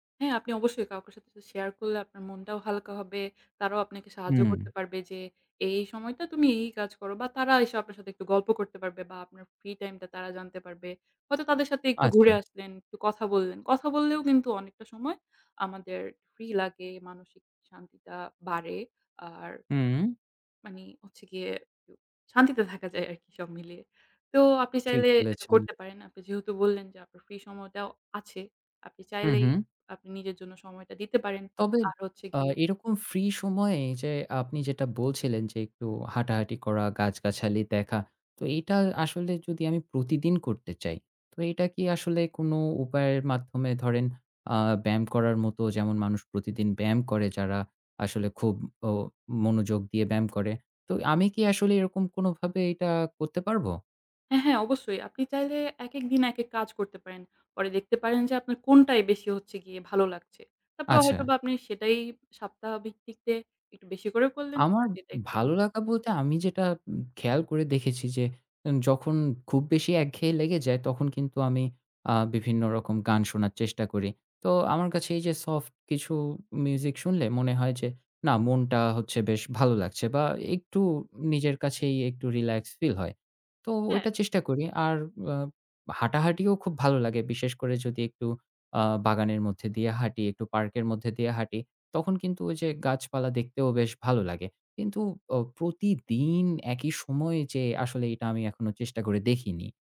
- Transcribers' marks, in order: tapping; "ভিত্তিতে" said as "ভিক্তিতে"; unintelligible speech
- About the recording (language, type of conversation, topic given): Bengali, advice, স্বাস্থ্যকর রুটিন শুরু করার জন্য আমার অনুপ্রেরণা কেন কম?